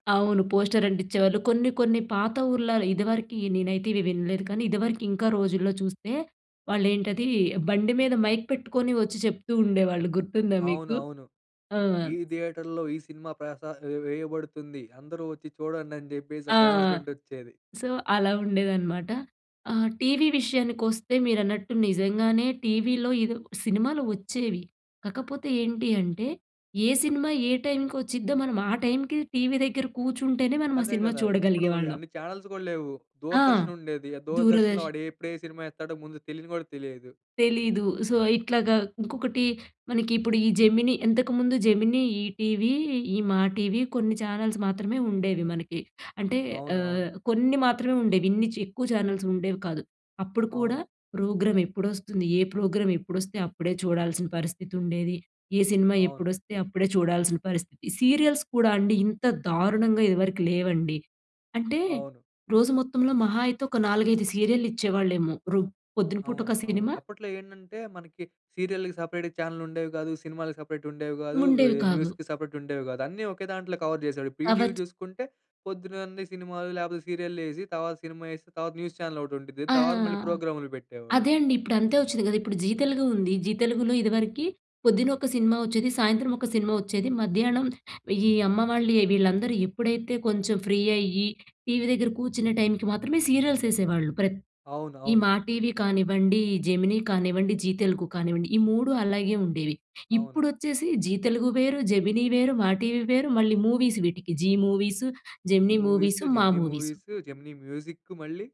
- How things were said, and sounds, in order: in English: "పోస్టర్"; in English: "మైక్"; in English: "థియేటర్‌లో"; in English: "అనౌన్స్‌మెంట్"; in English: "సో"; in English: "టైంకి"; in English: "చానెల్స్"; in English: "సో"; in English: "ఛానల్స్"; in English: "ఛానల్స్"; in English: "ప్రోగ్రామ్"; in English: "సీరియల్స్"; in English: "సీరియల్‌కి సపరేట్‌గా చానెల్"; in English: "సపరేట్"; in English: "న్యూస్‌కి సపరేట్"; in English: "కవర్"; unintelligible speech; in English: "న్యూస్ చానెల్"; in English: "ఫ్రీ"; in English: "సీరియల్స్"; in English: "మూవీస్"
- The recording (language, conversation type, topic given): Telugu, podcast, బిగ్ స్క్రీన్ vs చిన్న స్క్రీన్ అనుభవం గురించి నీ అభిప్రాయం ఏమిటి?